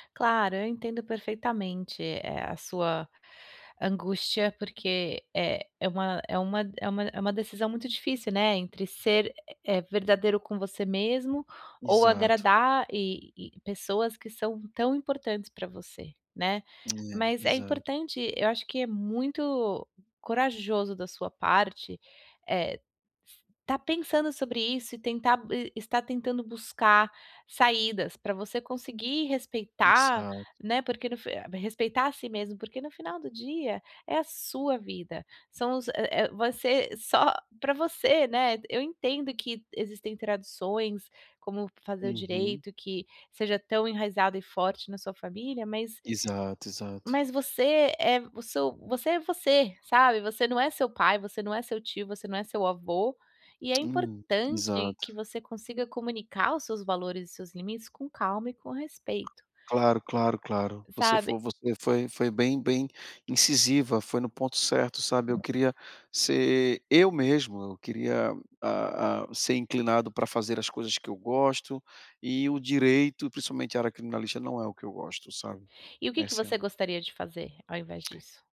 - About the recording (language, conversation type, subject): Portuguese, advice, Como posso respeitar as tradições familiares sem perder a minha autenticidade?
- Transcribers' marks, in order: tapping; other background noise